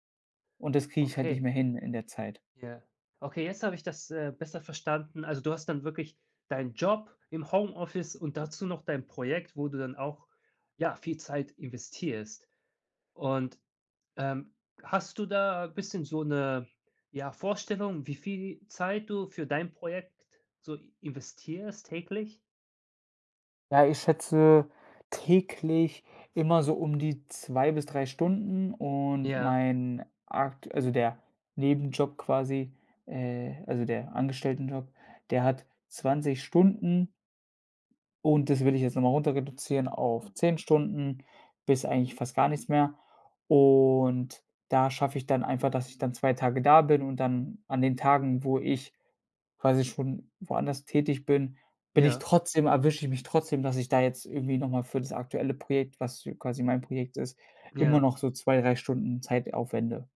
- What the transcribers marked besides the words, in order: none
- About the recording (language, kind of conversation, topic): German, advice, Wie kann ich im Homeoffice eine klare Tagesstruktur schaffen, damit Arbeit und Privatleben nicht verschwimmen?